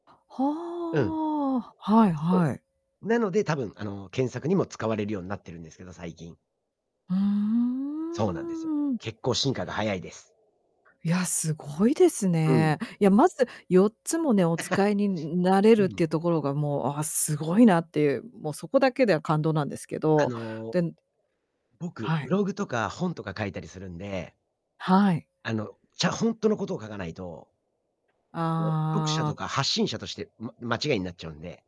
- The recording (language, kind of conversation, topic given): Japanese, podcast, ネット上の情報の真偽はどのように見分けていますか？
- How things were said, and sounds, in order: distorted speech; laugh